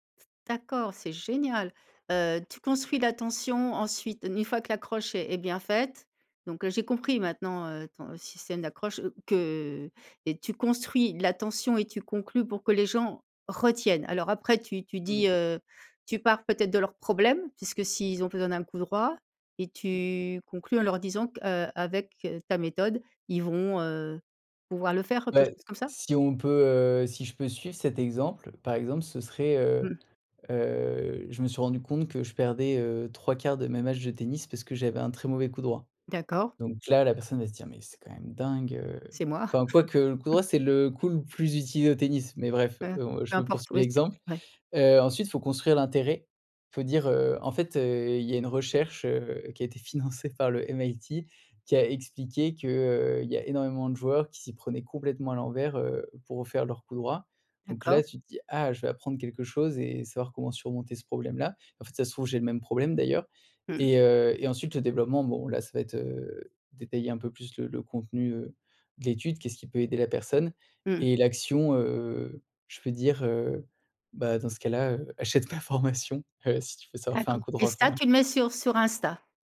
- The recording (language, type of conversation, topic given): French, podcast, Qu’est-ce qui, selon toi, fait un bon storytelling sur les réseaux sociaux ?
- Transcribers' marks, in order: stressed: "retiennent"; other background noise; laugh; laughing while speaking: "financée"; put-on voice: "MIT"; laughing while speaking: "achète ma formation, heu, si … coup droit enfin"